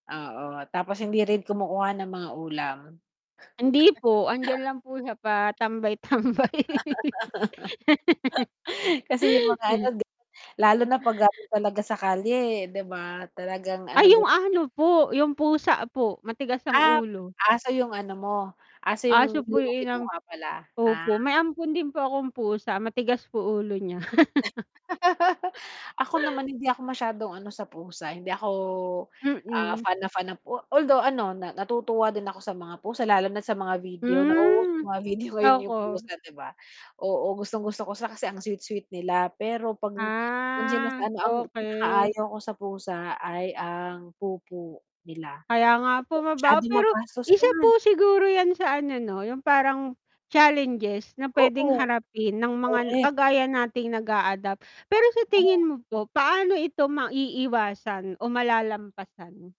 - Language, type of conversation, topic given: Filipino, unstructured, Paano mo mahihikayat ang iba na mag-ampon ng hayop sa halip na bumili?
- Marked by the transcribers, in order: static; laugh; tapping; laugh; laughing while speaking: "patambay-tambay"; distorted speech; laugh; laugh; other background noise